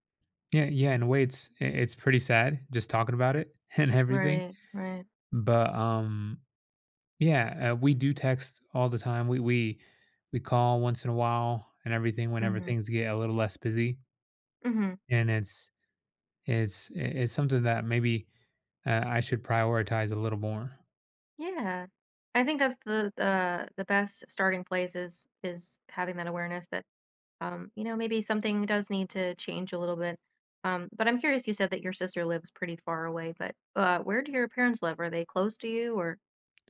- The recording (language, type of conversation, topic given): English, advice, How can I cope with guilt about not visiting my aging parents as often as I'd like?
- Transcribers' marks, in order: laughing while speaking: "and everything"; tapping